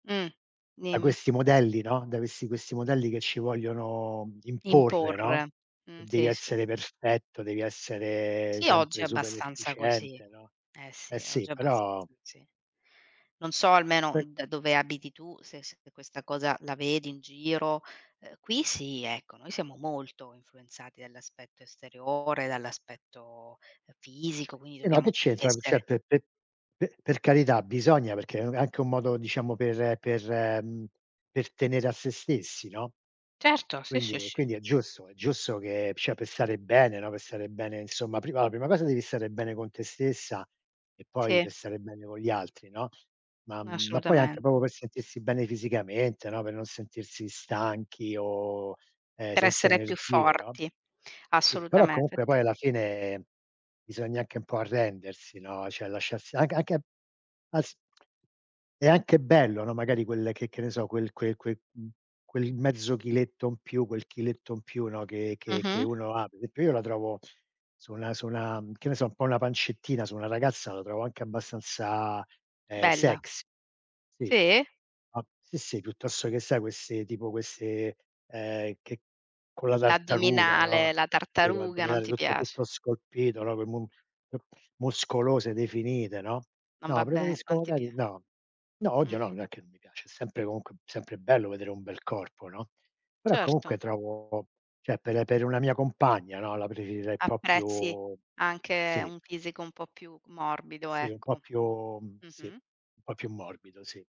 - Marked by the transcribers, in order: "quindi" said as "quini"; tongue click; "cioè" said as "ceh"; "cioè" said as "ceh"; "proprio" said as "propo"; "cioè" said as "ceh"; tongue click; in English: "sex"; "cioè" said as "ceh"
- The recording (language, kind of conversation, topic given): Italian, unstructured, Cosa pensi delle diete drastiche per perdere peso velocemente?
- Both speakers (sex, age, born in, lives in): female, 35-39, Italy, Italy; male, 60-64, Italy, United States